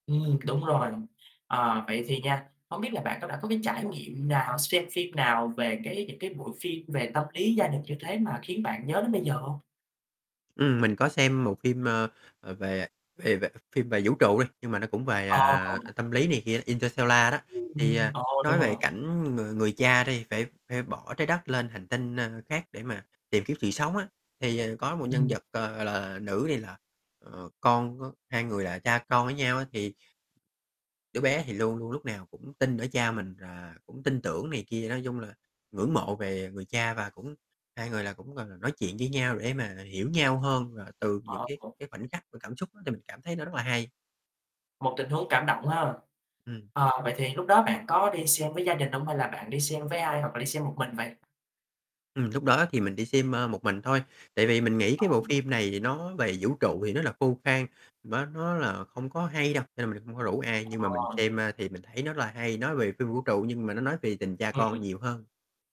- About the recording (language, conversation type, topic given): Vietnamese, podcast, Bạn có thể kể về một trải nghiệm xem phim hoặc đi hòa nhạc đáng nhớ của bạn không?
- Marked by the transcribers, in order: tapping; distorted speech; unintelligible speech; static; other background noise; unintelligible speech